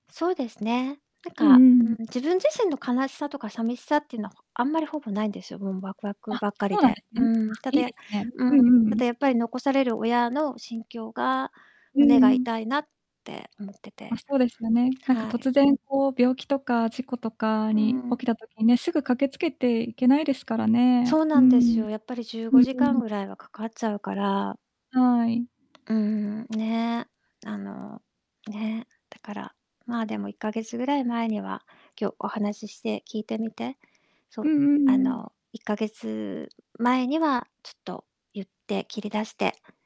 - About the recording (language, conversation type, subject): Japanese, advice, 友人や家族に別れをどのように説明すればよいか悩んでいるのですが、どう伝えるのがよいですか？
- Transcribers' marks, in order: distorted speech; other background noise; tapping